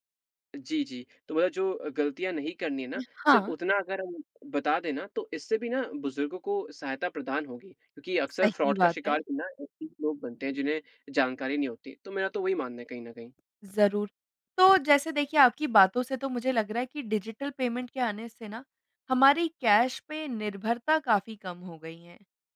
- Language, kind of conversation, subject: Hindi, podcast, आप ऑनलाइन बैंकिंग और यूपीआई के फायदे-नुकसान को कैसे देखते हैं?
- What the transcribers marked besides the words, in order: in English: "फ्रॉड"